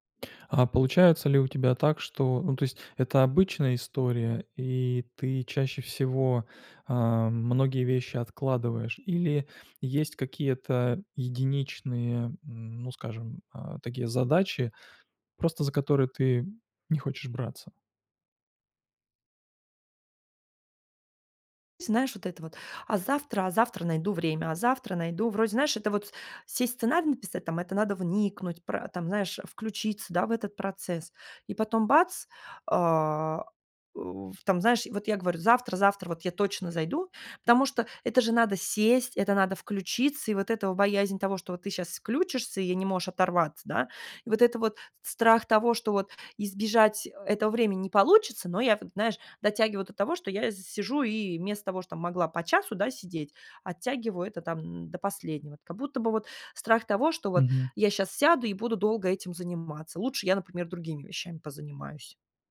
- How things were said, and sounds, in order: none
- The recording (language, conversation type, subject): Russian, advice, Как мне избегать траты времени на неважные дела?
- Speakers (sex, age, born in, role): female, 35-39, Russia, user; male, 45-49, Russia, advisor